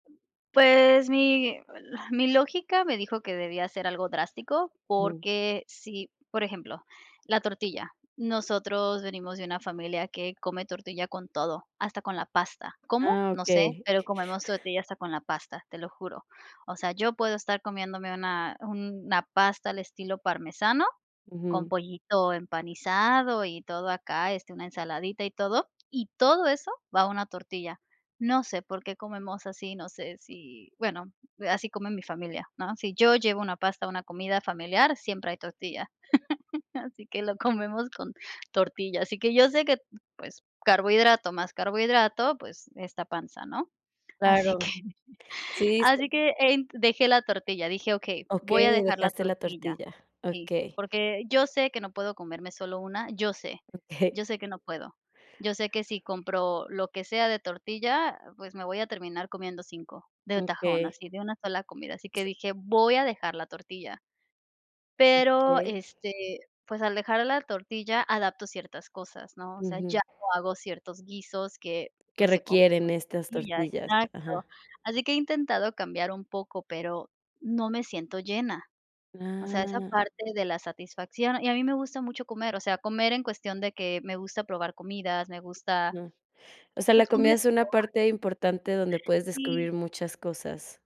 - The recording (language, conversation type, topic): Spanish, advice, ¿Qué dificultad tienes para mantener los hábitos necesarios para alcanzar tus metas?
- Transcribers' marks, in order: unintelligible speech; other noise; laughing while speaking: "Así que lo comemos con"; other background noise; laughing while speaking: "Así que"; chuckle; tapping; unintelligible speech